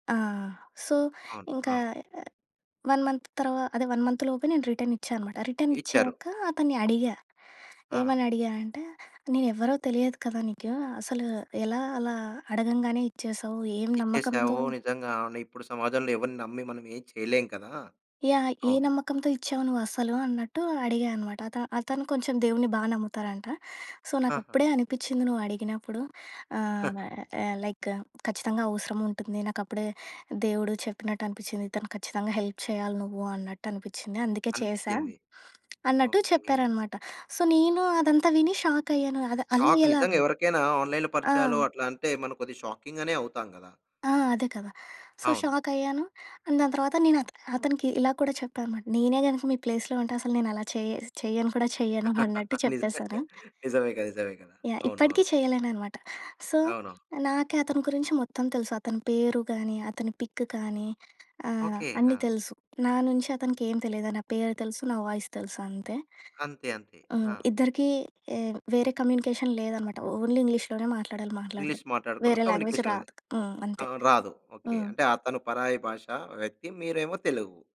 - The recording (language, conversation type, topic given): Telugu, podcast, పరాయి వ్యక్తి చేసిన చిన్న సహాయం మీపై ఎలాంటి ప్రభావం చూపిందో చెప్పగలరా?
- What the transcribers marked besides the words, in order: in English: "సో"; in English: "వన్ మంత్"; in English: "వన్ మంత్‌లోపే"; in English: "సో"; giggle; in English: "లైక్"; in English: "హెల్ప్"; other background noise; in English: "సో"; in English: "షాక్"; in English: "ఆన్లైన్‌లో"; tapping; in English: "సో"; in English: "అండ్"; in English: "ప్లేస్‌లో"; laughing while speaking: "నిజమే. నిజమేగా. నిజమే గదా!"; in English: "సో"; in English: "పిక్"; in English: "వాయిస్"; in English: "కమ్యూనికేషన్"; in English: "ఓన్లీ"; in English: "లాంగ్వేజ్"